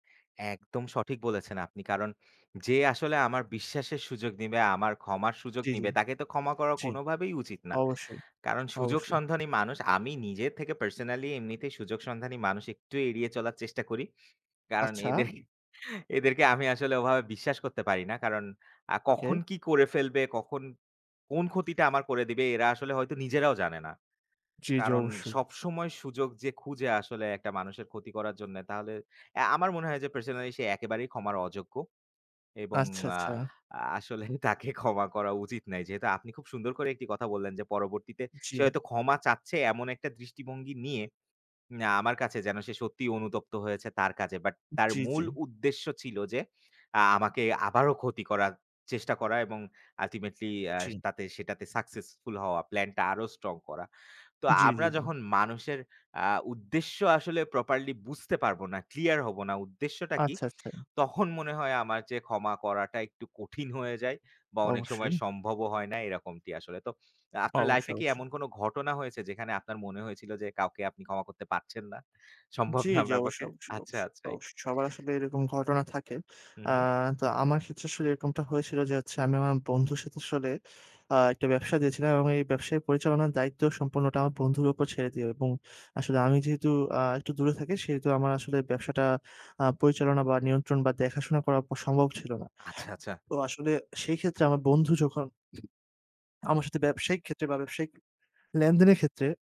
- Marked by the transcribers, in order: tapping; other background noise; in English: "ultimately"
- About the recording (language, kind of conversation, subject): Bengali, unstructured, তুমি কি বিশ্বাস করো যে ক্ষমা করা সব সময়ই প্রয়োজন?